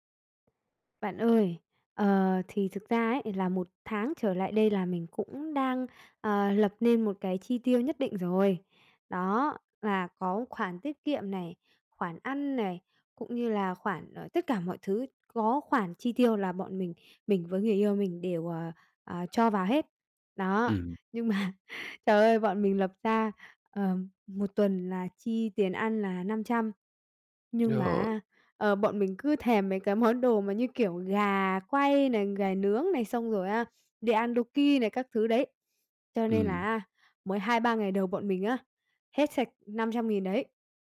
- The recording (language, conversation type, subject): Vietnamese, advice, Làm thế nào để cải thiện kỷ luật trong chi tiêu và tiết kiệm?
- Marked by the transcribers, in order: other background noise; tapping; laughing while speaking: "mà"